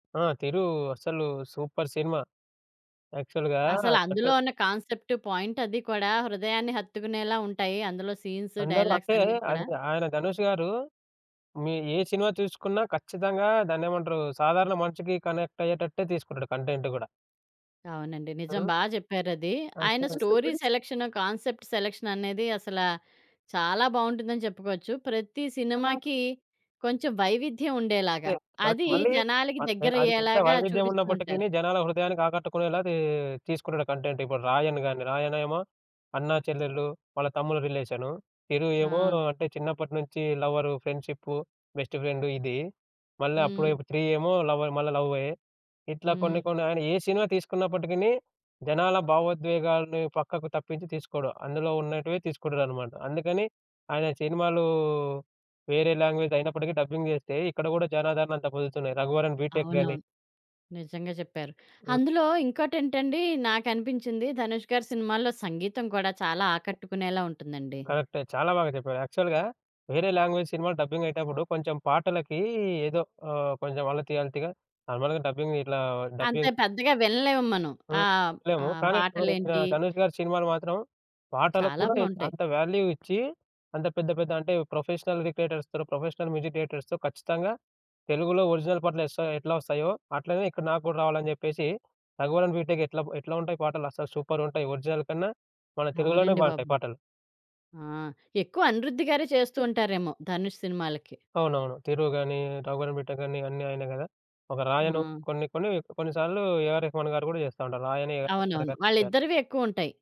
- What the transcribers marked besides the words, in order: in English: "సూపర్"; in English: "యాక్చువల్‌గా"; in English: "కాన్సెప్ట్, పాయింట్"; other background noise; in English: "కనెక్ట్"; in English: "కంటెంట్"; in English: "స్టోరీ సెలక్షన్, కాన్సెప్ట్ సెలక్షన్"; background speech; in English: "కంటెంట్"; in English: "లాంగ్వేజ్"; in English: "డబ్బింగ్"; in English: "యాక్చువల్‌గా"; in English: "లాంగ్వేజ్"; in English: "డబ్బింగ్"; in English: "నార్మల్‌గా డబ్బింగ్"; in English: "డబ్బింగ్"; in English: "వాల్యూ"; in English: "ప్రొఫెషనల్ రిక్రియేటర్స్‌తో, ప్రొఫెషనల్ మ్యూజిక్ డైరెక్టర్స్‌తో"; in English: "ఒరిజినల్"; in English: "సూపర్"; in English: "ఒరిజినల్"
- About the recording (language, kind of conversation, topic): Telugu, podcast, డబ్బింగ్ లేదా ఉపశీర్షికలు—మీ అభిప్రాయం ఏమిటి?